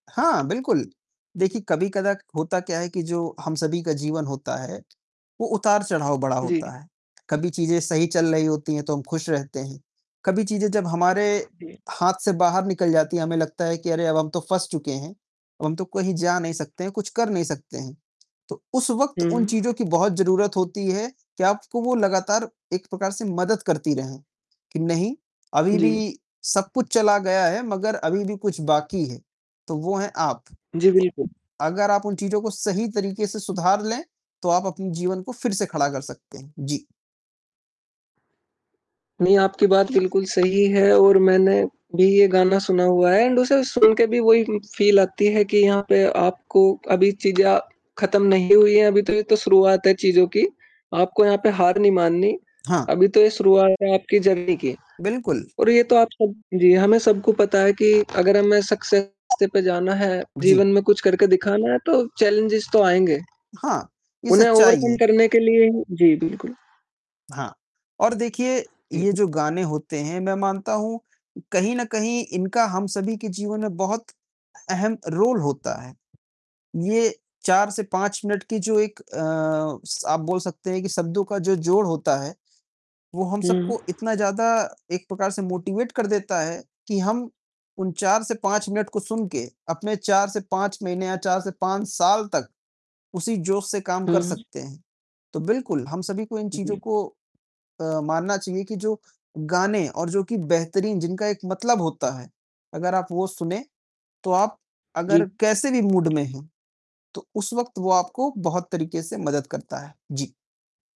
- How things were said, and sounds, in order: distorted speech; other background noise; tapping; static; in English: "एंड"; in English: "फील"; in English: "जर्नी"; in English: "सक्सेस"; in English: "चैलेंजेस"; in English: "ओवरकम"; in English: "रोल"; in English: "मोटिवेट"; in English: "मूड"
- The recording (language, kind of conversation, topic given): Hindi, unstructured, आपको कौन सा गाना सबसे ज़्यादा खुश करता है?
- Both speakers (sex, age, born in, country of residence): male, 20-24, India, India; male, 20-24, India, India